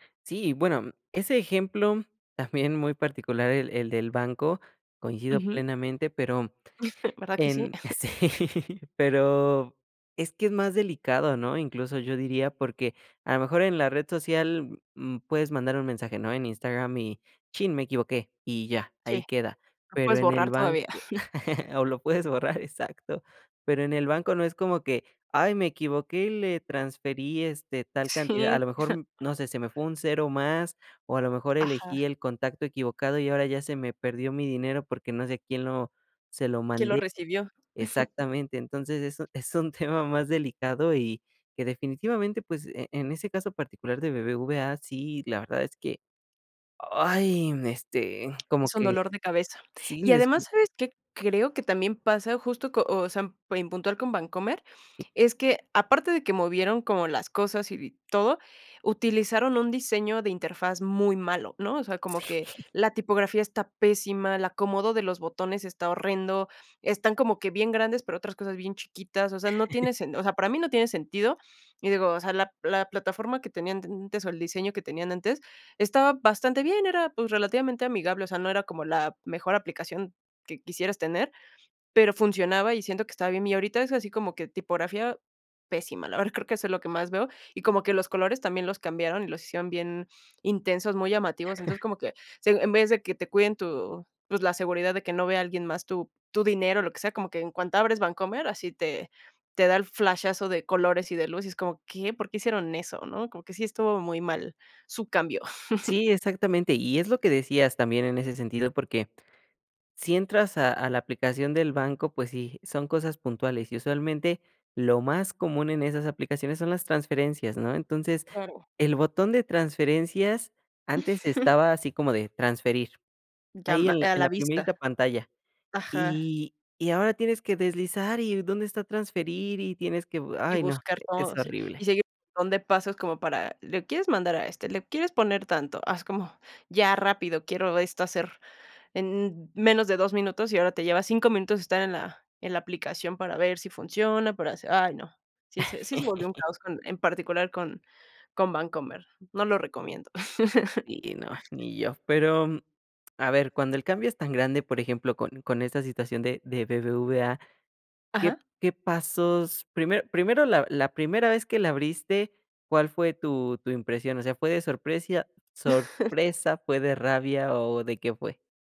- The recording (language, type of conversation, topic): Spanish, podcast, ¿Cómo te adaptas cuando una app cambia mucho?
- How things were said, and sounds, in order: chuckle; laughing while speaking: "sí"; chuckle; laughing while speaking: "o lo puedes borrar, exacto"; chuckle; chuckle; chuckle; laughing while speaking: "Sí"; laugh; laugh; chuckle; chuckle; unintelligible speech; laugh; chuckle; "sorpresa" said as "sorpresia"